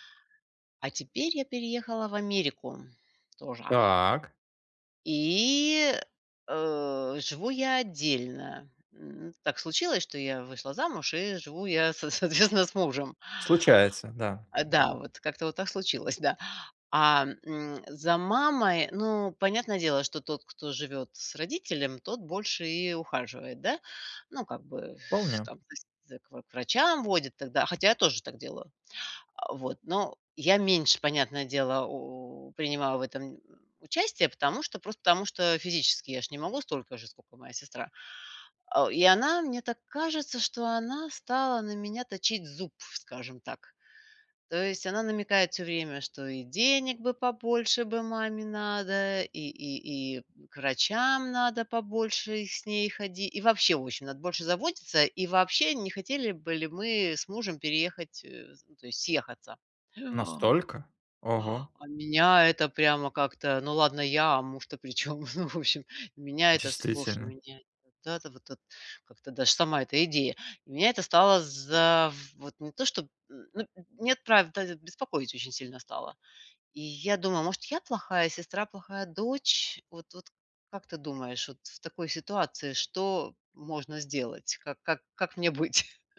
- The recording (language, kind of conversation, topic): Russian, advice, Как организовать уход за пожилым родителем и решить семейные споры о заботе и расходах?
- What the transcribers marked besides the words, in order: "тоже" said as "тожа"; laughing while speaking: "с соответственно"; laughing while speaking: "да"; unintelligible speech; surprised: "Настолько?"; gasp; laughing while speaking: "причем, ну, в общем"; "даже" said as "даж"; laughing while speaking: "быть?"